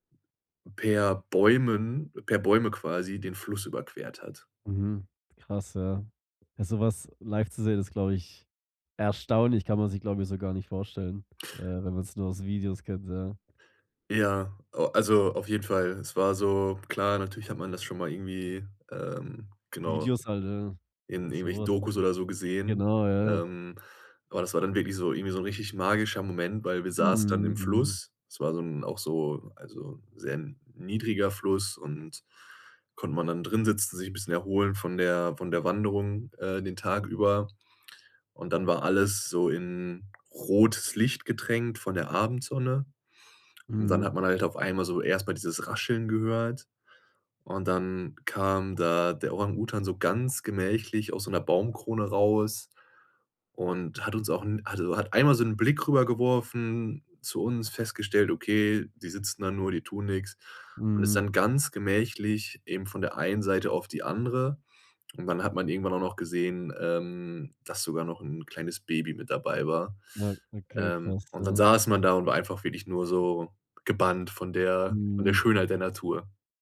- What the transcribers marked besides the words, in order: unintelligible speech
- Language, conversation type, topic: German, podcast, Was war deine denkwürdigste Begegnung auf Reisen?